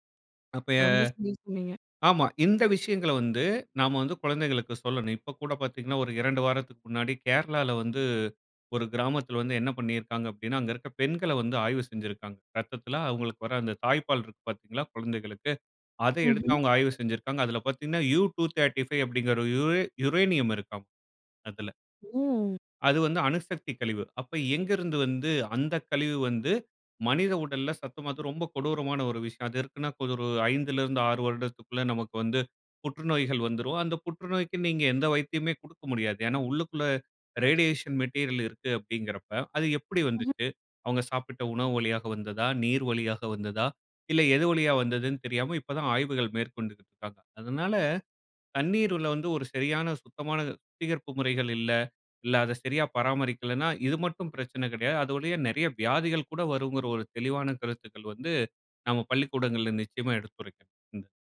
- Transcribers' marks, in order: in English: "ரேடியேஷன் மெட்டீரியல்"
- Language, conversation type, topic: Tamil, podcast, ஒரு நதியை ஒரே நாளில் எப்படிச் சுத்தம் செய்யத் தொடங்கலாம்?